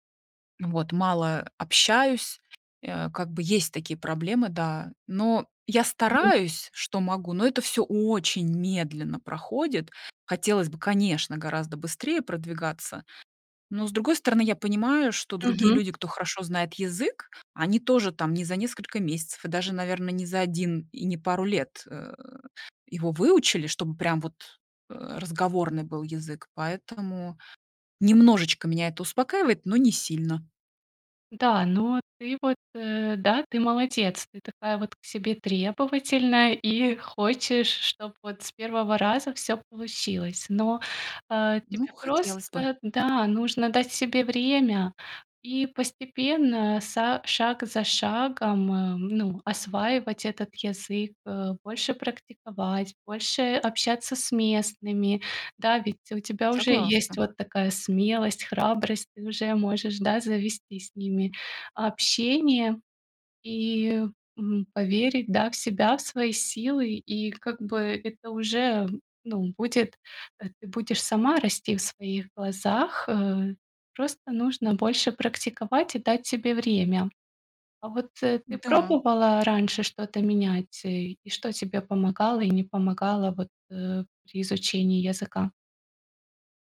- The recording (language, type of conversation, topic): Russian, advice, Как перестать постоянно сравнивать себя с друзьями и перестать чувствовать, что я отстаю?
- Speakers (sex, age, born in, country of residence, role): female, 35-39, Ukraine, Bulgaria, advisor; female, 40-44, Russia, Mexico, user
- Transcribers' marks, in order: tapping; other background noise